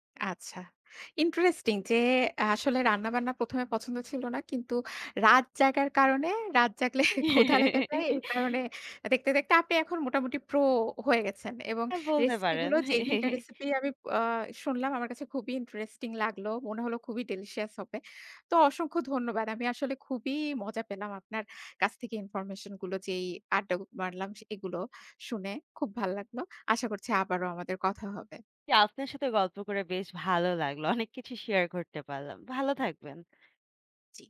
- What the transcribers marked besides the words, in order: laughing while speaking: "রাত জাগলে"; chuckle; chuckle; laughing while speaking: "অনেক"
- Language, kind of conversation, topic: Bengali, podcast, সপ্তাহের মেনু তুমি কীভাবে ঠিক করো?